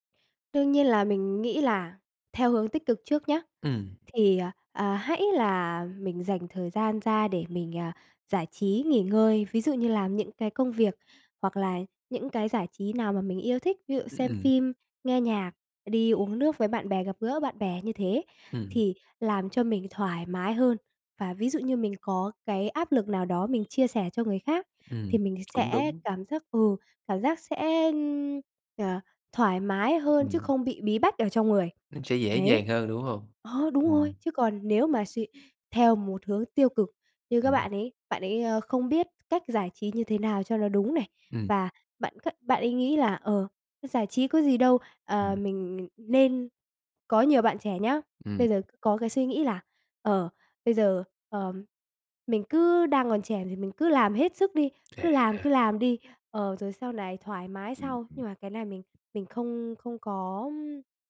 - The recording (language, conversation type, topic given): Vietnamese, podcast, Làm thế nào để bạn cân bằng giữa việc học và cuộc sống cá nhân?
- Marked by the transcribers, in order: tapping; horn